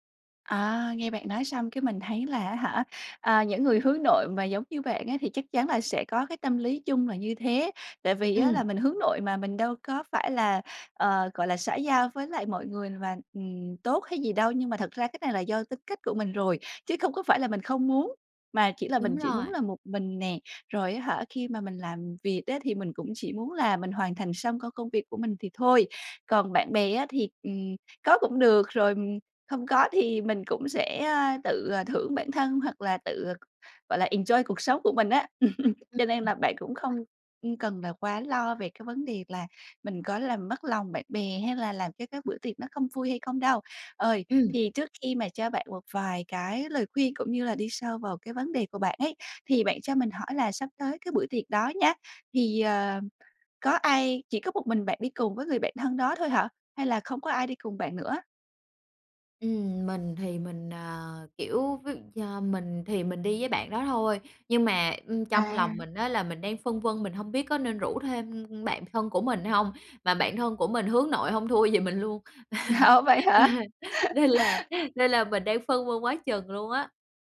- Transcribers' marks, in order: tapping; other background noise; in English: "enjoy"; laugh; laughing while speaking: "thua"; laughing while speaking: "Ồ"; laugh; laughing while speaking: "hả?"; laughing while speaking: "Nên là"
- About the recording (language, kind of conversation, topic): Vietnamese, advice, Làm sao để tôi không cảm thấy lạc lõng trong buổi tiệc với bạn bè?